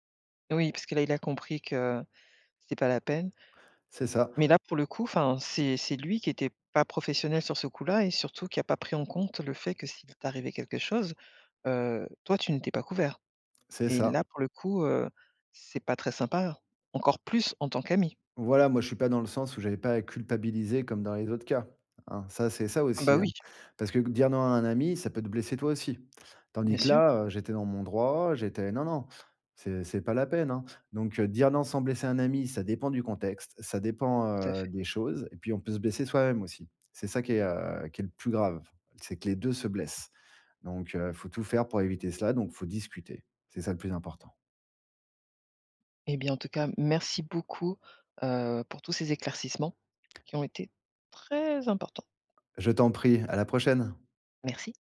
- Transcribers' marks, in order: stressed: "plus"; stressed: "très"
- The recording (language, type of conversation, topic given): French, podcast, Comment dire non à un ami sans le blesser ?